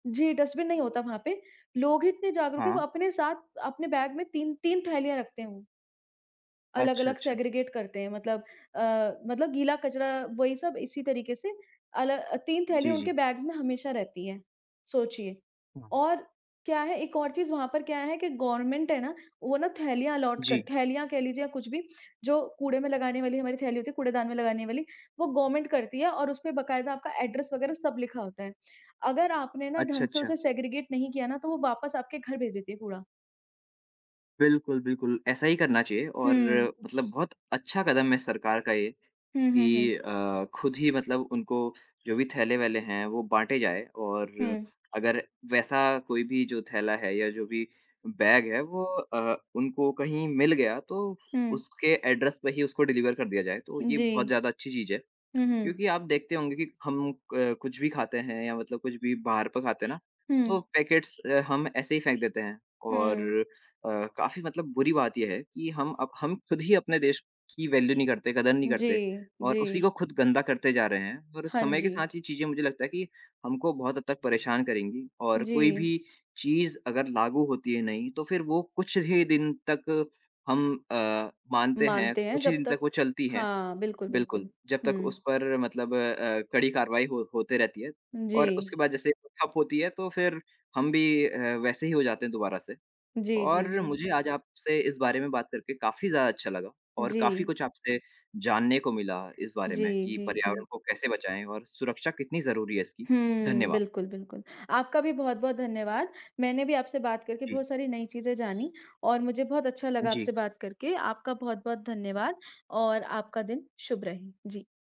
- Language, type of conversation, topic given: Hindi, unstructured, क्या आपको लगता है कि पर्यावरण की सुरक्षा हमारी सबसे बड़ी जिम्मेदारी है?
- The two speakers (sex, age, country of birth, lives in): female, 25-29, India, India; male, 20-24, India, India
- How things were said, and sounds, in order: in English: "डस्टबिन"; in English: "बैग"; in English: "सेग्रगेट"; in English: "बैग्स"; in English: "गवर्नमेंट"; in English: "अलोट"; in English: "गवर्नमेंट"; in English: "एड्रैस"; in English: "सेग्रगेट"; in English: "बैग"; in English: "एड्रैस"; in English: "डिलिवर"; tapping; in English: "पैकेट्स"; other background noise; in English: "वैल्यू"; horn